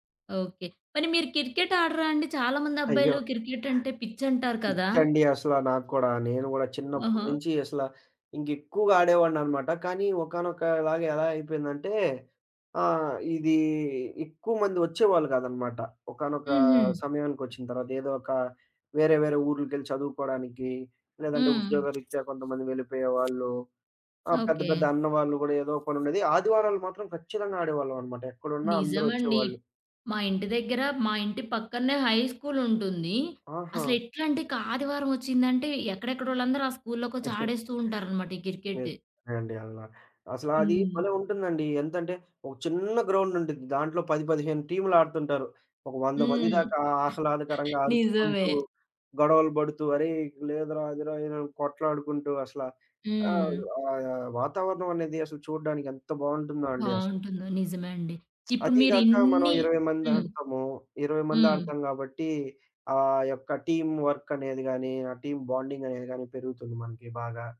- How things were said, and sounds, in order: other background noise; in English: "హై స్కూల్"; giggle; in English: "గ్రౌండ్"; in English: "టీమ్ వర్క్"; in English: "టీమ్ బాండింగ్"
- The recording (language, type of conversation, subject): Telugu, podcast, సాంప్రదాయ ఆటలు చిన్నప్పుడు ఆడేవారా?